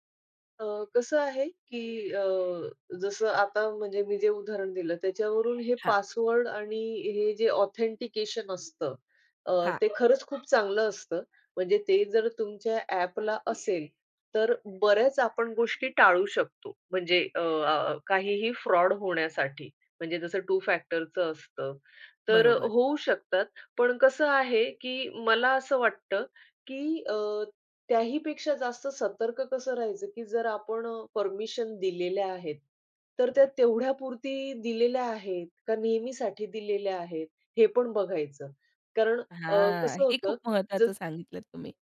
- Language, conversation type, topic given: Marathi, podcast, डिजिटल सुरक्षा आणि गोपनीयतेबद्दल तुम्ही किती जागरूक आहात?
- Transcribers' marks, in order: in English: "ऑथेंटिकेशन"; other background noise; in English: "फ्रॉड"; in English: "टू फॅक्टरचं"; drawn out: "हां"